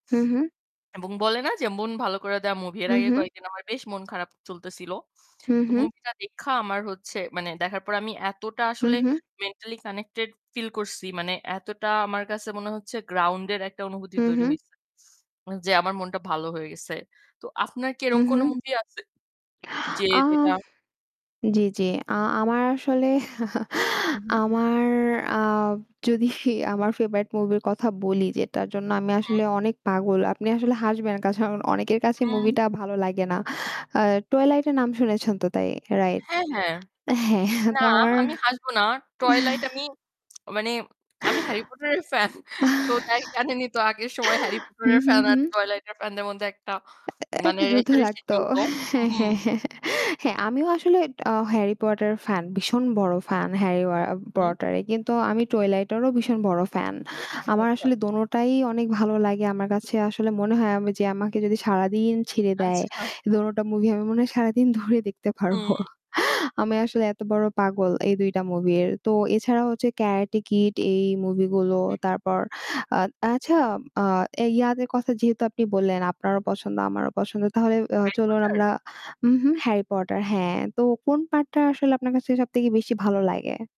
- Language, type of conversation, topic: Bengali, unstructured, কোন ধরনের সিনেমা দেখে তুমি সবচেয়ে বেশি আনন্দ পাও?
- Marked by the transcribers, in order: in English: "মেন্টালি কানেক্টেড ফিল"; in English: "গ্রাউন্ড"; "এরকম" said as "এরম"; distorted speech; laughing while speaking: "আসলে"; static; laughing while speaking: "যদি"; "কারণ" said as "কাশন"; other background noise; laughing while speaking: "হ্যাঁ"; laughing while speaking: "আমার"; chuckle; laughing while speaking: "ফ্যান, তো তাই জানেনই তো আগের সময় Harry Potter এর ফ্যান আর"; chuckle; laughing while speaking: "হ্যাঁ, হ্যাঁ, হ্যাঁ"; laughing while speaking: "ধরে দেখতে পারবো"; unintelligible speech